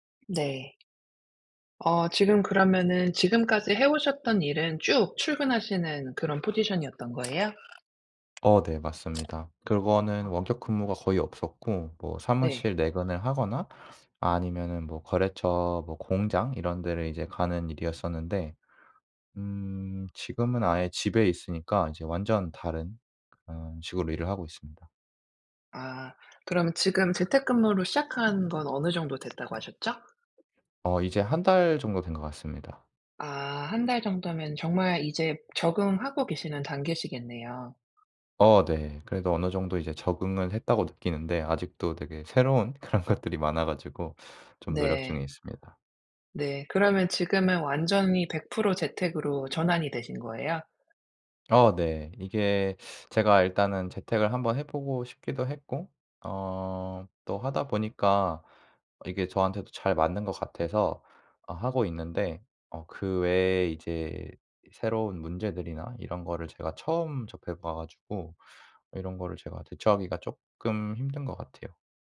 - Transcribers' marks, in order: other background noise; tapping; laughing while speaking: "그런 것들이"
- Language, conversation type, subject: Korean, advice, 원격·하이브리드 근무로 달라진 업무 방식에 어떻게 적응하면 좋을까요?